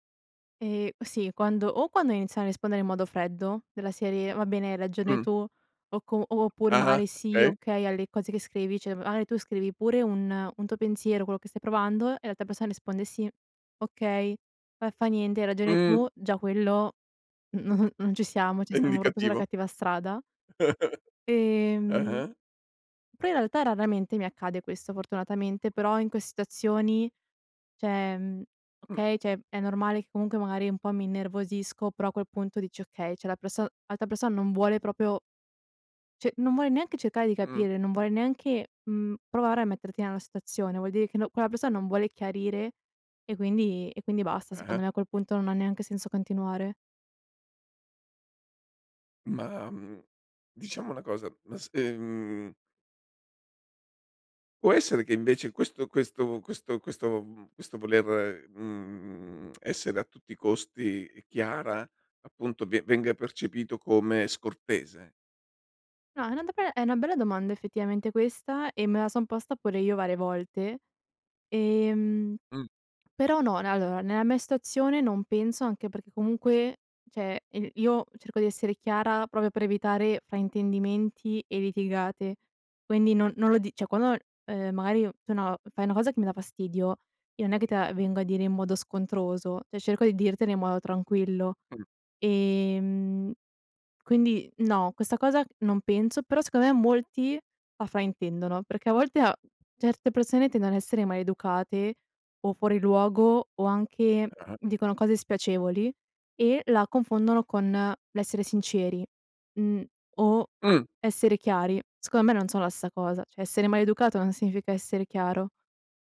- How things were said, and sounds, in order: "magari" said as "maari"; "proprio" said as "propo"; chuckle; "Però" said as "Pre"; "cioè" said as "ceh"; "cioè" said as "ceh"; "cioè" said as "ceh"; "proprio" said as "propio"; "cioè" said as "ceh"; lip smack; "cioè" said as "ceh"; "proprio" said as "propio"; "cioè" said as "ceh"; "cioè" said as "ceh"; "cioè" said as "ceh"
- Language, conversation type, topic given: Italian, podcast, Perché la chiarezza nelle parole conta per la fiducia?